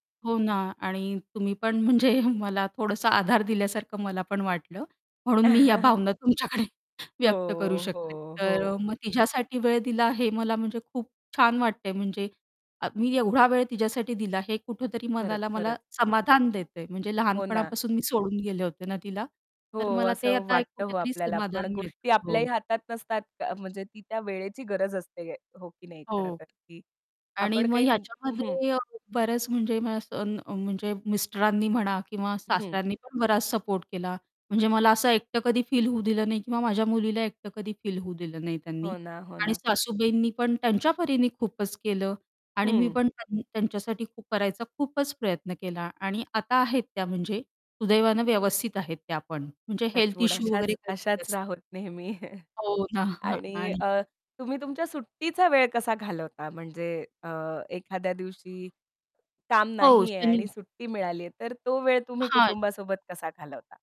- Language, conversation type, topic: Marathi, podcast, तुम्ही काम आणि वैयक्तिक आयुष्याचा समतोल कसा साधता?
- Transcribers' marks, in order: laughing while speaking: "म्हणजे"; chuckle; laughing while speaking: "तुमच्याकडे"; distorted speech; unintelligible speech; laughing while speaking: "नेहमी"; chuckle; other background noise